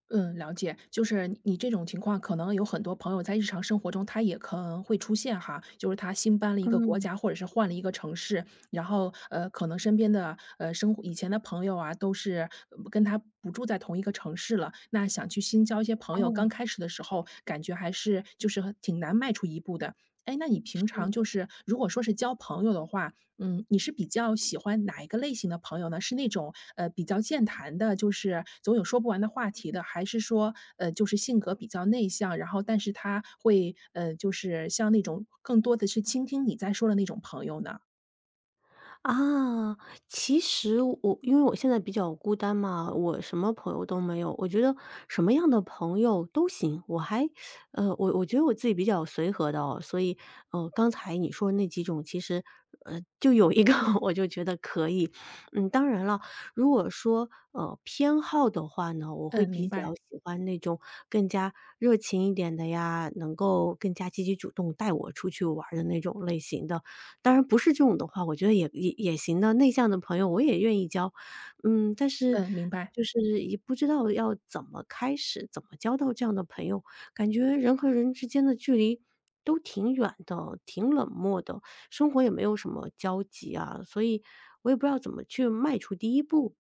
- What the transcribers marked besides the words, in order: laughing while speaking: "一个"; other background noise
- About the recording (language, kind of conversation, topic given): Chinese, advice, 我在重建社交圈时遇到困难，不知道该如何结交新朋友？